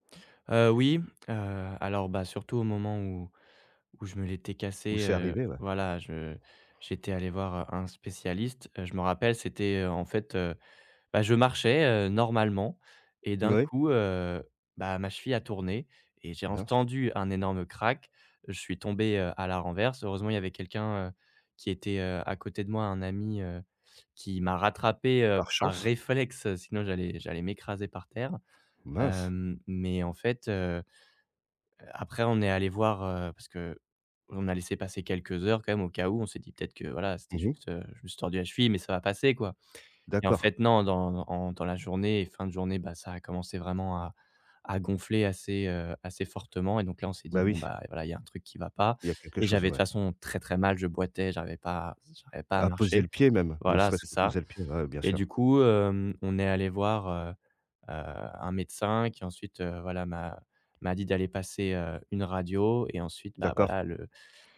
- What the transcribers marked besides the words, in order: unintelligible speech; stressed: "réflexe"
- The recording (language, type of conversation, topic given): French, advice, Comment se passe votre récupération après une blessure sportive, et qu’est-ce qui la rend difficile ?